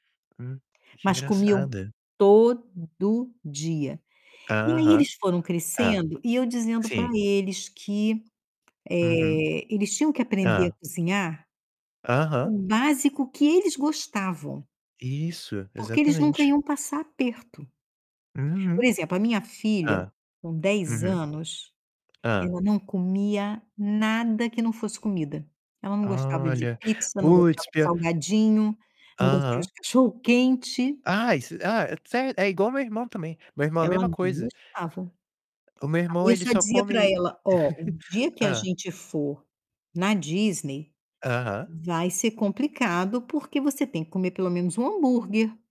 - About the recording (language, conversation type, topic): Portuguese, unstructured, Qual prato você acha que todo mundo deveria aprender a fazer?
- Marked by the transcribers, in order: stressed: "todo"; tapping; distorted speech; laughing while speaking: "cachorro-quente"; chuckle